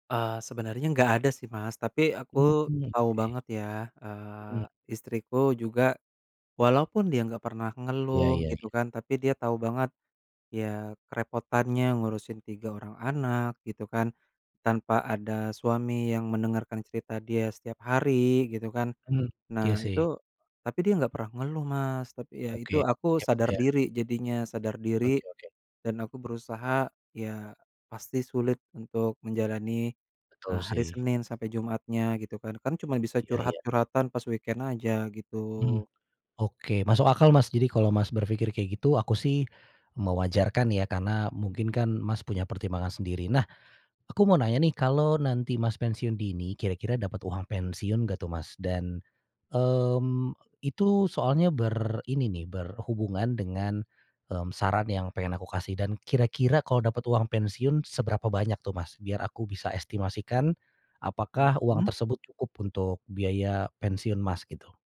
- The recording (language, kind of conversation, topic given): Indonesian, advice, Apakah saya sebaiknya pensiun dini atau tetap bekerja lebih lama?
- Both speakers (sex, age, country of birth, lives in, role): male, 30-34, Indonesia, Indonesia, user; male, 35-39, Indonesia, Indonesia, advisor
- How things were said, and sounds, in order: other background noise; in English: "weekend"; tapping